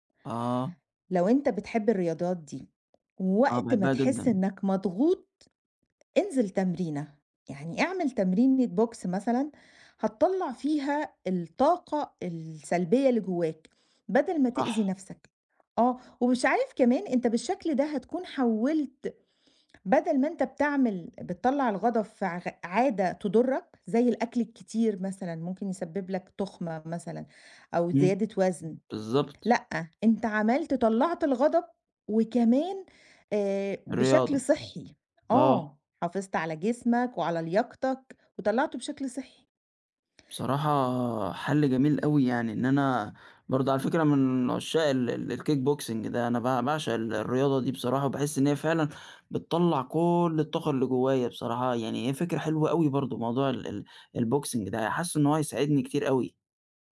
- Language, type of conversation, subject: Arabic, advice, إزاي بتلاقي نفسك بتلجأ للكحول أو لسلوكيات مؤذية كل ما تتوتر؟
- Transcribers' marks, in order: other background noise; in English: "box"; in English: "الkickboxing"; in English: "الBoxing"